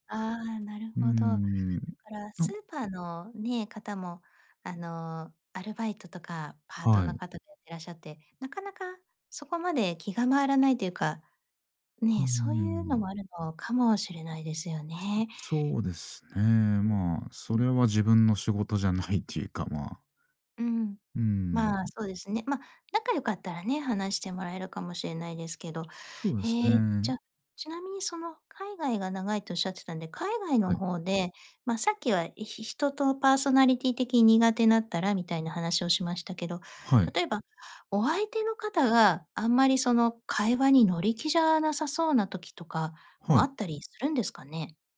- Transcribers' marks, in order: other background noise; tapping
- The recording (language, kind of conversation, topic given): Japanese, podcast, 見知らぬ人と話すきっかけは、どう作りますか？